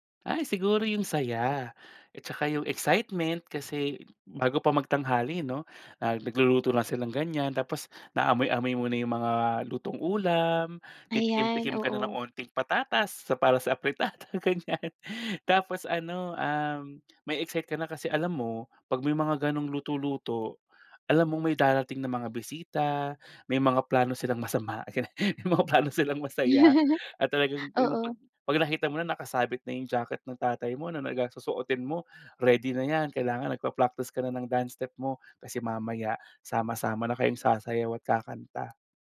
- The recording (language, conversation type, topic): Filipino, podcast, May kanta ka bang may koneksyon sa isang mahalagang alaala?
- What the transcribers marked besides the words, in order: laughing while speaking: "afritada, ganyan"; laughing while speaking: "ganyan. May mga plano silang masaya"; chuckle